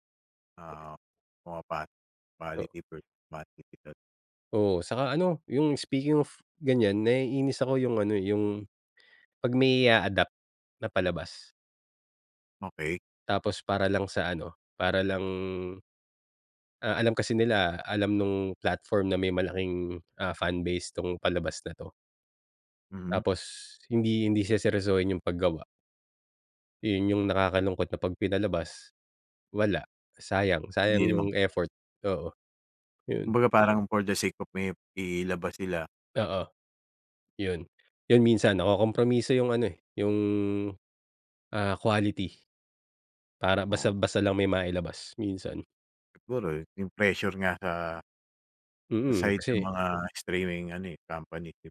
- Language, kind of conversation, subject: Filipino, podcast, Paano ka pumipili ng mga palabas na papanoorin sa mga platapormang pang-estriming ngayon?
- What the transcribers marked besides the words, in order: other background noise; in English: "fan base"; in English: "for the sake of"